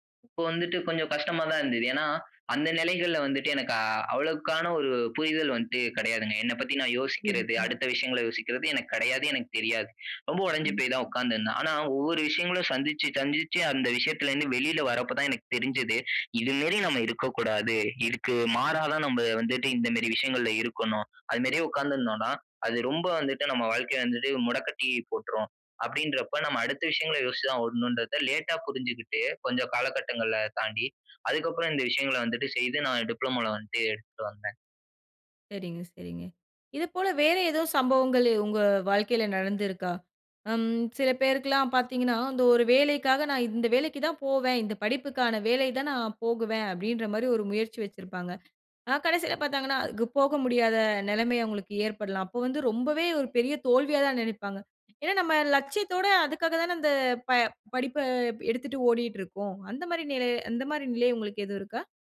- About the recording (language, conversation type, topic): Tamil, podcast, சிறிய தோல்விகள் உன்னை எப்படி மாற்றின?
- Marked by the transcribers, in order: other background noise; unintelligible speech